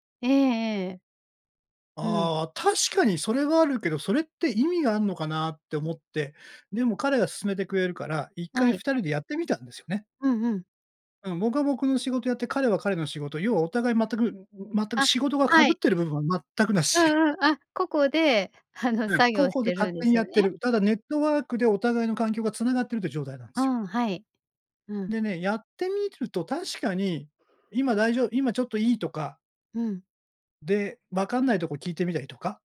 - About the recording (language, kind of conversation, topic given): Japanese, podcast, これからのリモートワークは将来どのような形になっていくと思いますか？
- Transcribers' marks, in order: laughing while speaking: "あの"